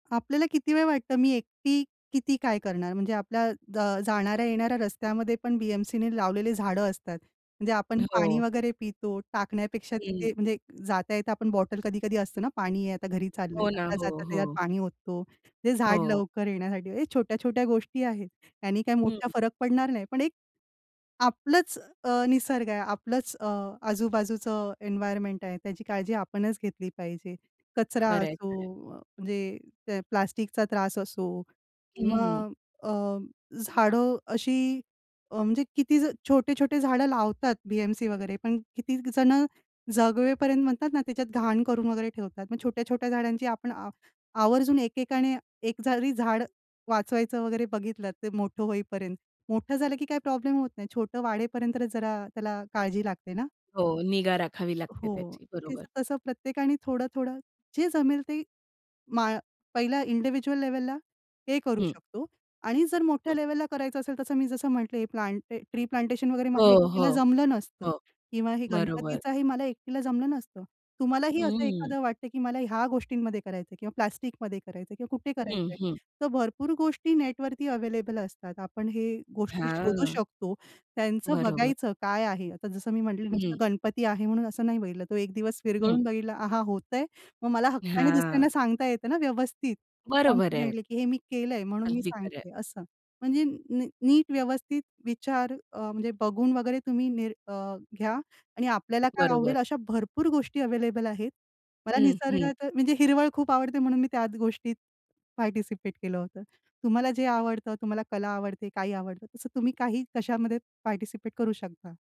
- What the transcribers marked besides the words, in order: in English: "एन्व्हायर्नमेंट"; other background noise; in English: "इंडिव्हिज्युअल लेव्हलला"; in English: "प्लांट ट्री प्लांटेशन"; in English: "कॉन्फिडेंटली"; in English: "पार्टिसिपेट"; in English: "पार्टिसिपेट"
- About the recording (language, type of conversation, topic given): Marathi, podcast, तुम्ही निसर्गासाठी केलेलं एखादं छोटं काम सांगू शकाल का?